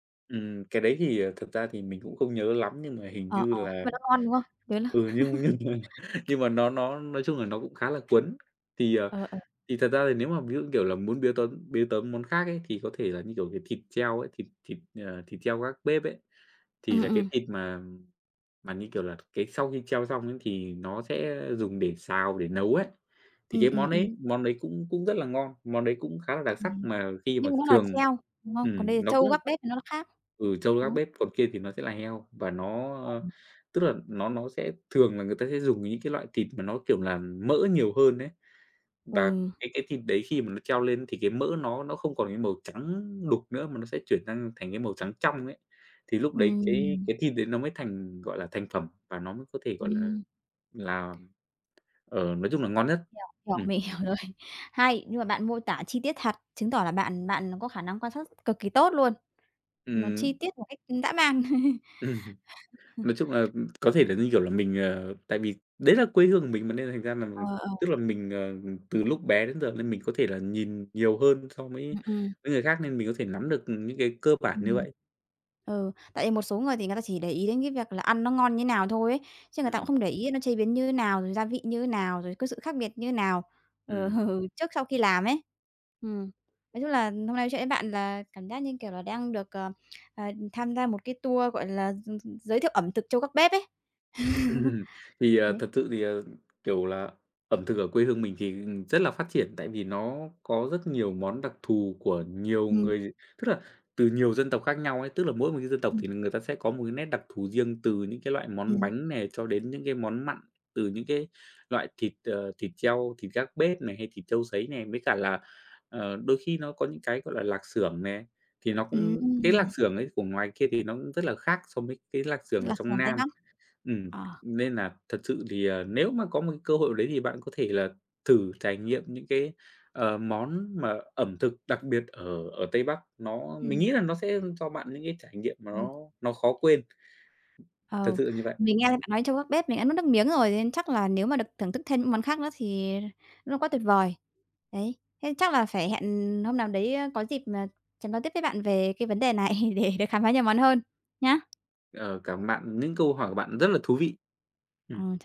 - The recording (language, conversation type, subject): Vietnamese, podcast, Món ăn nhà ai gợi nhớ quê hương nhất đối với bạn?
- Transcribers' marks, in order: laughing while speaking: "nhưng mà"; laugh; tapping; other background noise; laughing while speaking: "hiểu rồi"; laugh; other noise; laughing while speaking: "ờ"; chuckle; laugh; laughing while speaking: "này, để"